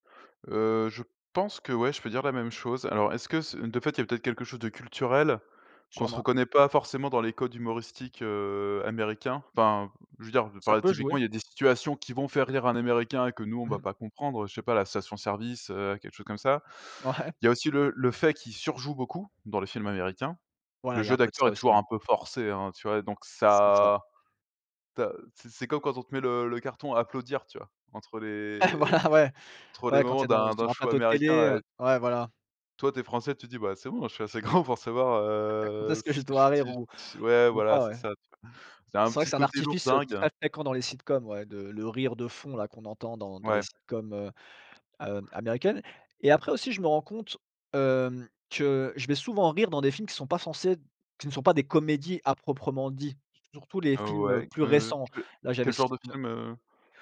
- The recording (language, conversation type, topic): French, unstructured, Quel film t’a fait rire aux éclats récemment ?
- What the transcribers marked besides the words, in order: laughing while speaking: "Ouais, voilà, ouais"; unintelligible speech; chuckle; in English: "sitcoms"; in English: "sitcoms"; other background noise